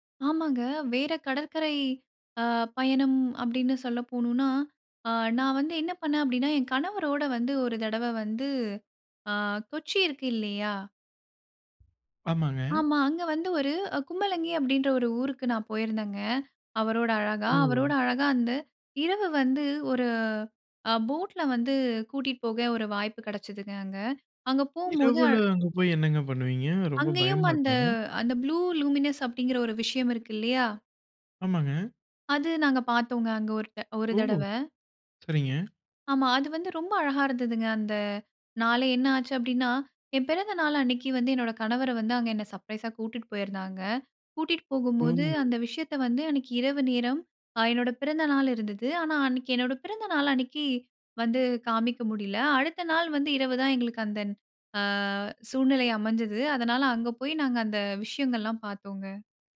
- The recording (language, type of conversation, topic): Tamil, podcast, உங்களின் கடற்கரை நினைவொன்றை பகிர முடியுமா?
- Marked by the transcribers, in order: in English: "ப்ளூ லூமினஸ்"; joyful: "அது வந்து ரொம்ப அழகா இருந்ததுங்க"; drawn out: "அ"